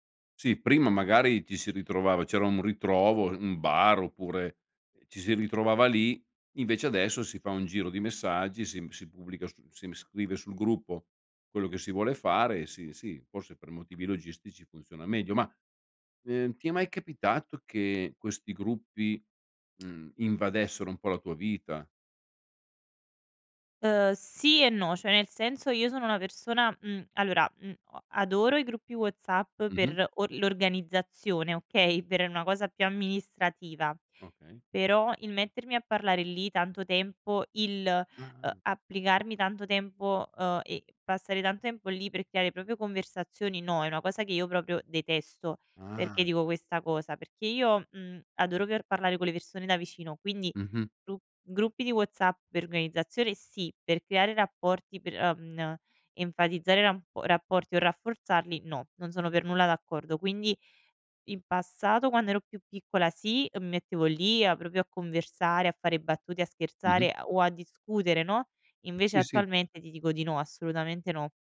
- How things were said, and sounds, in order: "proprio" said as "propio"
- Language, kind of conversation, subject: Italian, podcast, Che ruolo hanno i gruppi WhatsApp o Telegram nelle relazioni di oggi?